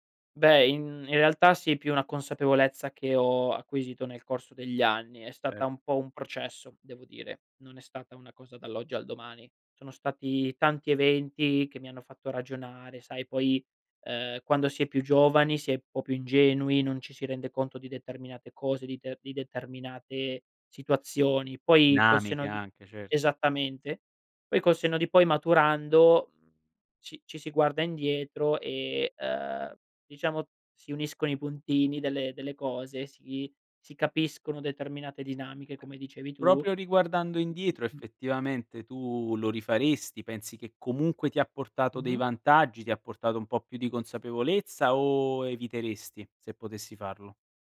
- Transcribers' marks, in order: other background noise
- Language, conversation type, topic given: Italian, podcast, Come il tuo lavoro riflette i tuoi valori personali?